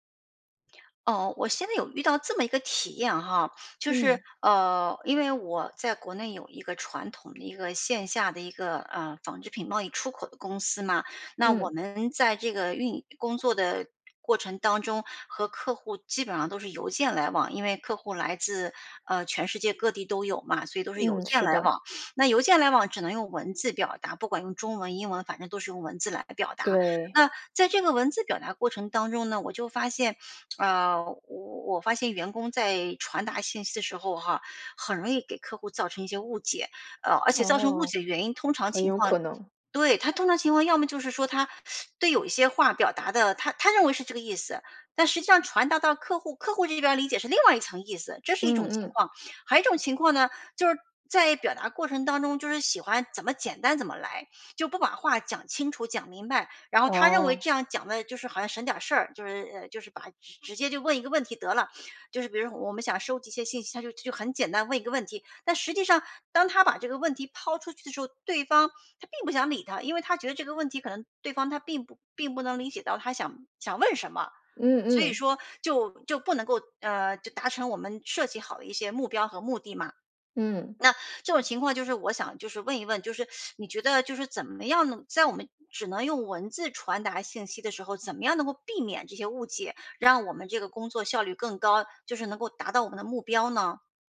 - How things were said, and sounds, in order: tapping; other background noise; sniff; teeth sucking; sniff; sniff; sniff; swallow; teeth sucking
- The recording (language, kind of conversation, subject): Chinese, advice, 如何用文字表达复杂情绪并避免误解？